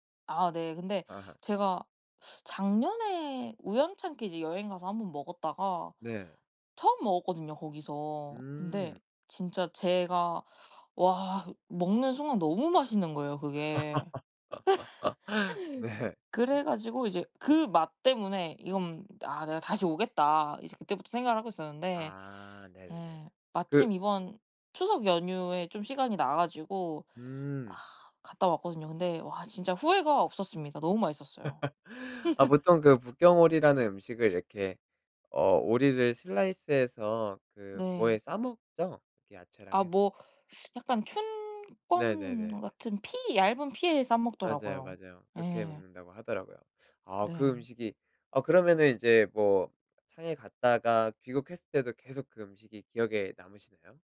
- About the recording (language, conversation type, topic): Korean, podcast, 음식 때문에 떠난 여행 기억나요?
- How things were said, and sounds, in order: laugh; teeth sucking; laugh; other background noise; laugh